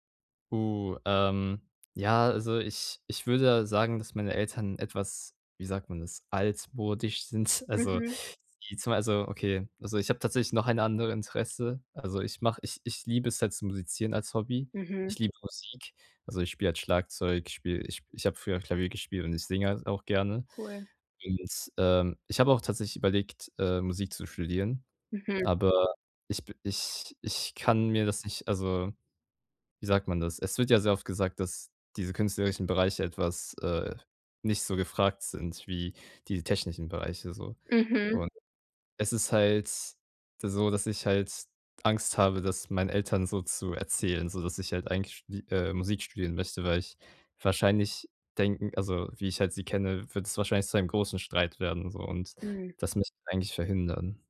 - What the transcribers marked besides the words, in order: none
- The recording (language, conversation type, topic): German, advice, Wie kann ich besser mit meiner ständigen Sorge vor einer ungewissen Zukunft umgehen?